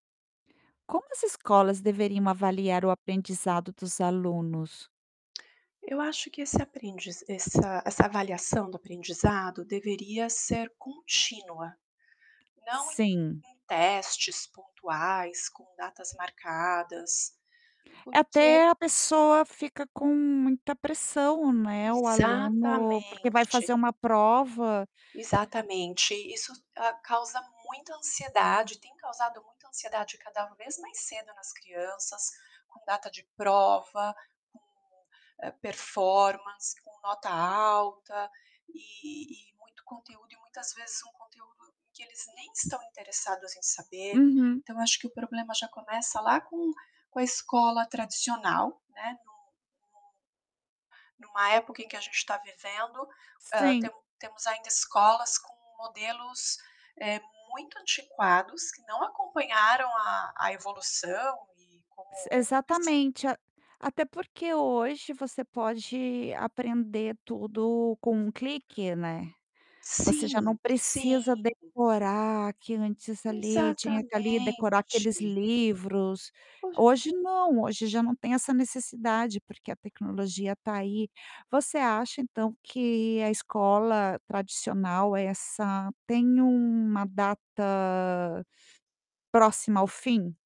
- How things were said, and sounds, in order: static; distorted speech; unintelligible speech; tapping; unintelligible speech
- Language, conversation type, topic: Portuguese, podcast, Como as escolas deveriam avaliar a aprendizagem dos alunos?